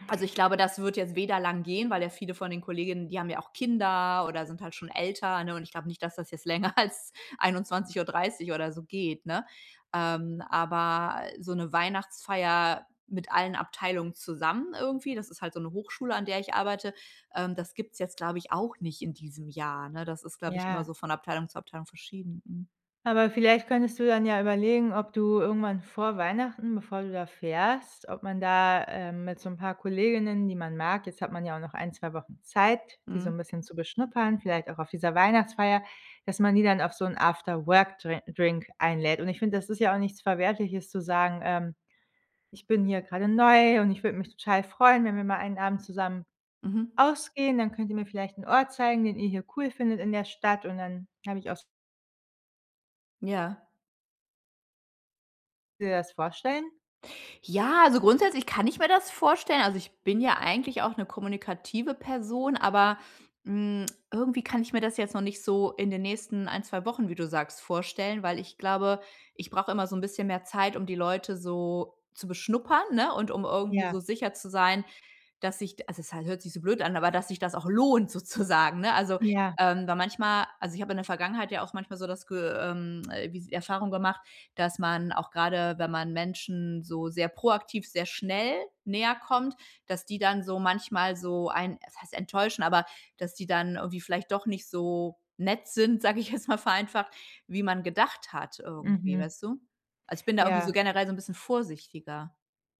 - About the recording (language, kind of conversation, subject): German, advice, Wie gehe ich mit Einsamkeit nach einem Umzug in eine neue Stadt um?
- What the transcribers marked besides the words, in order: laughing while speaking: "als"; other noise; tapping; stressed: "lohnt"; laughing while speaking: "sozusagen"; other background noise; laughing while speaking: "jetzt mal"